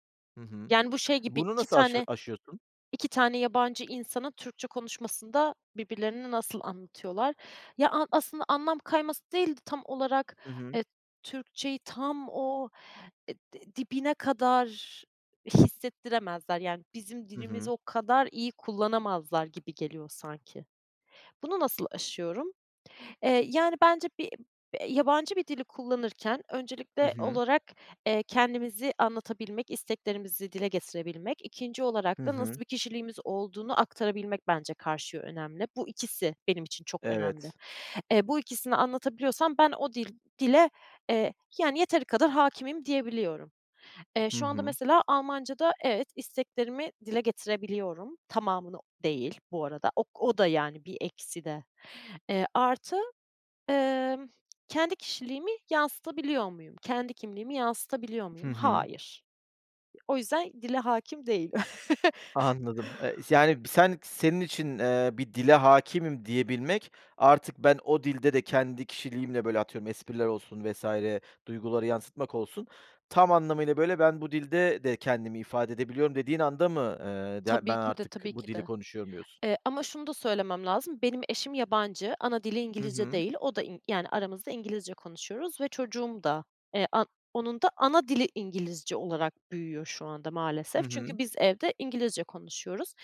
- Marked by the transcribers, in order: tapping; unintelligible speech; other background noise; chuckle
- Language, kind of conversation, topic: Turkish, podcast, Dil kimliğini nasıl şekillendiriyor?